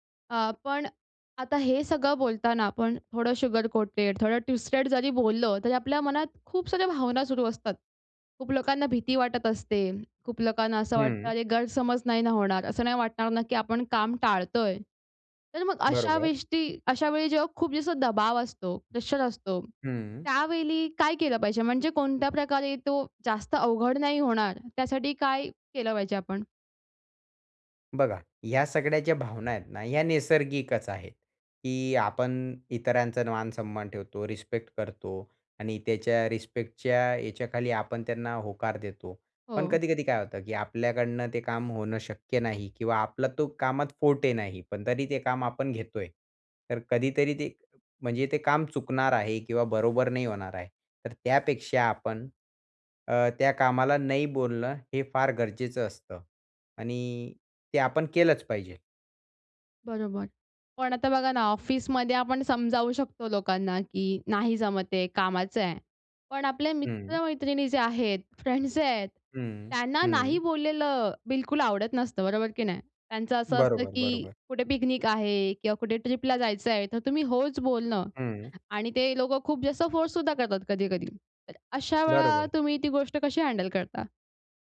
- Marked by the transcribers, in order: in English: "शुगर कोटेड"; in English: "ट्विस्टेड"; tapping; in English: "फॉर्टे"; in English: "फ्रेंड्स"; other noise; in English: "हँडल"
- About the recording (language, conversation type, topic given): Marathi, podcast, तुला ‘नाही’ म्हणायला कधी अवघड वाटतं?